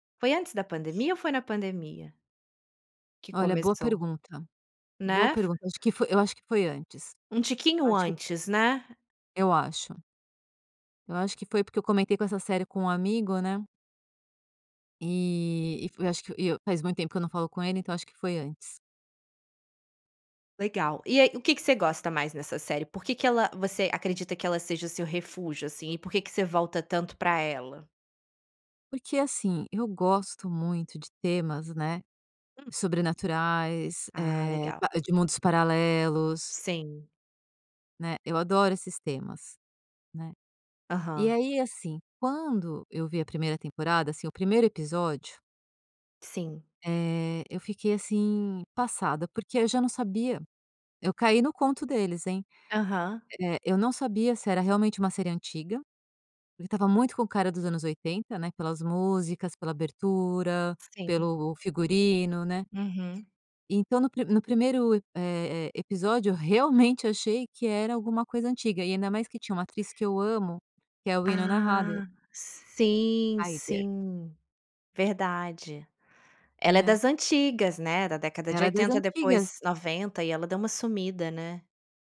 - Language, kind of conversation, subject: Portuguese, podcast, Me conta, qual série é seu refúgio quando tudo aperta?
- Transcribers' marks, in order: other background noise; "Ryder" said as "Rader"; tapping